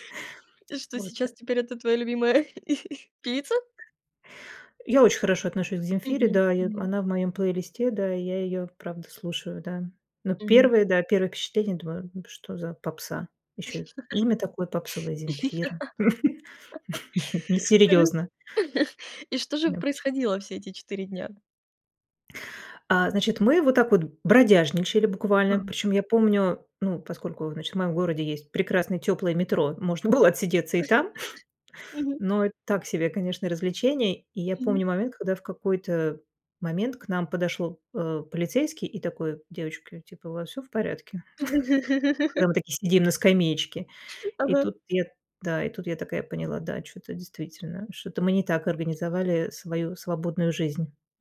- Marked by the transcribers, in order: tapping; laugh; laugh; laugh; laughing while speaking: "можно"; laugh; other background noise; chuckle; laugh; chuckle; chuckle
- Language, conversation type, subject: Russian, podcast, Каким было ваше приключение, которое началось со спонтанной идеи?